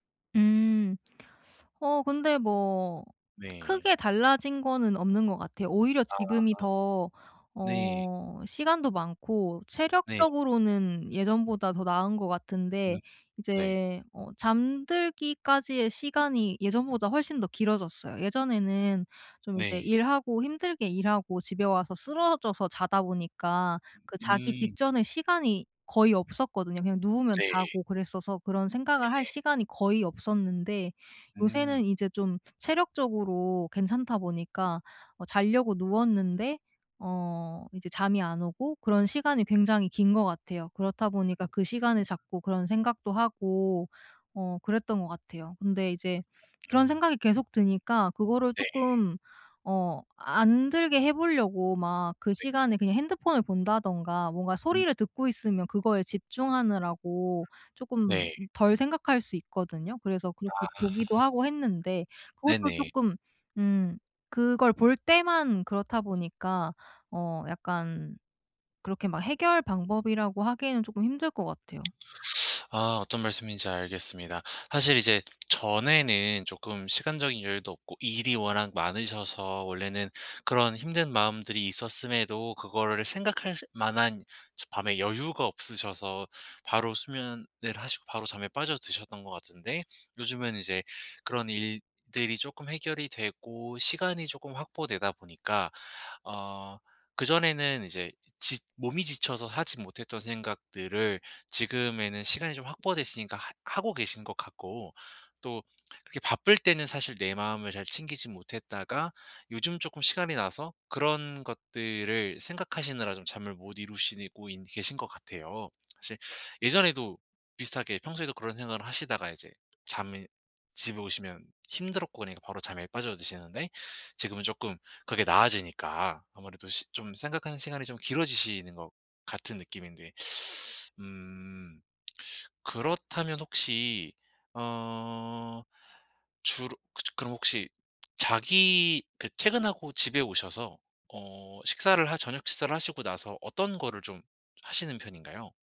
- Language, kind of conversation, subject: Korean, advice, 잠들기 전에 머릿속 생각을 어떻게 정리하면 좋을까요?
- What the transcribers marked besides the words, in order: tapping; other background noise; teeth sucking